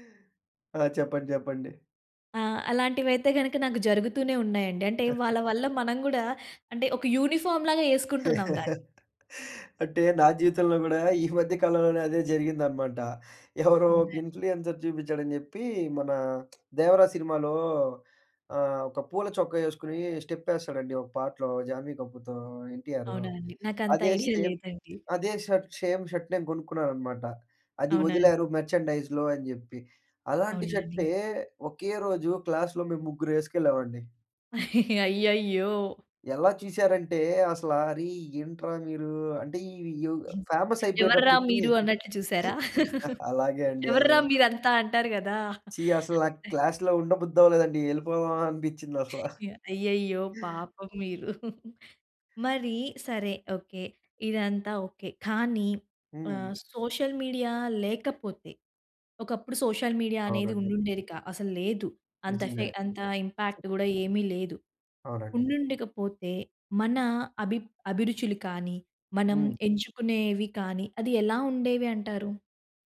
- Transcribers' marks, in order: chuckle; in English: "యూనిఫార్మ్‌లాగా"; chuckle; laughing while speaking: "అంటే నా జీవితంలో కూడా ఈ … ఒక ఇన్‌ఫ్లు‌యెన్సర్ చూపించాడని"; in English: "ఇన్‌ఫ్లు‌యెన్సర్"; tapping; in English: "షర్ట్ సేమ్ షర్ట్"; in English: "మర్చండైజ్‌లో"; in English: "క్లాస్‌లో"; chuckle; other noise; in English: "ఫేమస్"; giggle; chuckle; laughing while speaking: "ఎవర్రా మీరు అంతా? అంటారు కదా!"; in English: "క్లాస్‌లో"; other background noise; laughing while speaking: "అసలా"; giggle; in English: "సోషల్ మీడియా"; in English: "సోషల్ మీడియా"; in English: "ఇంపాక్ట్"
- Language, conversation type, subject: Telugu, podcast, సోషల్ మీడియాలో చూపుబాటలు మీ ఎంపికలను ఎలా మార్చేస్తున్నాయి?